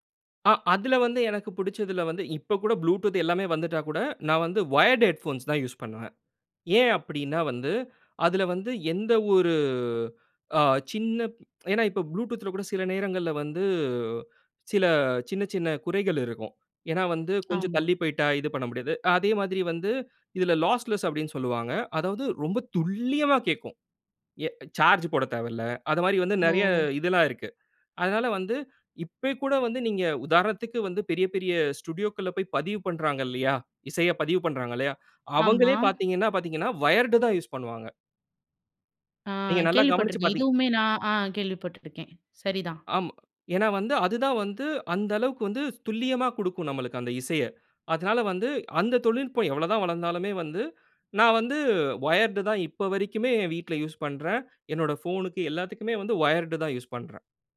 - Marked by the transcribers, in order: in English: "வயர்ட் ஹெட்போன்ஸ்"; drawn out: "வந்து"; other noise; in English: "லாஸ்லெஸ்"; stressed: "துல்லியமா"; in English: "ஸ்டுடியோக்கள்ல"; inhale; in English: "வயர்டு"; in English: "வயர்ட்"; in English: "வயர்டு"
- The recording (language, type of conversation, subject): Tamil, podcast, தொழில்நுட்பம் உங்கள் இசை ஆர்வத்தை எவ்வாறு மாற்றியுள்ளது?